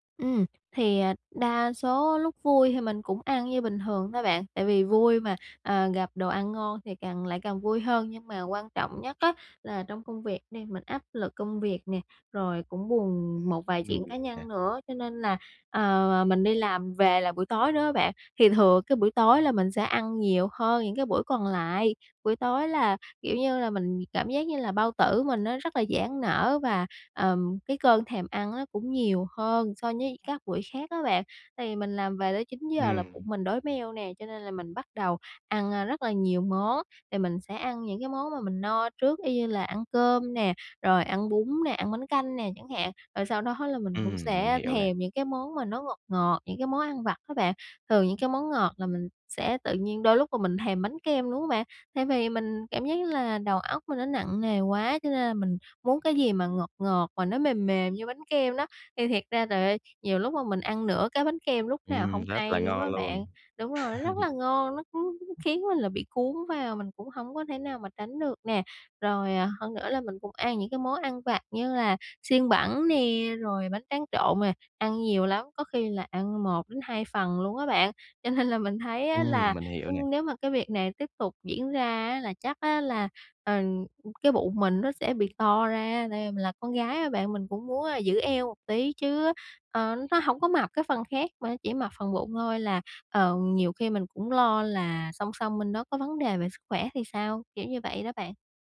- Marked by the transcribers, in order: unintelligible speech; tapping; "với" said as "nhới"; laughing while speaking: "đó"; chuckle; laughing while speaking: "cho nên"
- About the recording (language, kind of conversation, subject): Vietnamese, advice, Làm sao để tránh ăn theo cảm xúc khi buồn hoặc căng thẳng?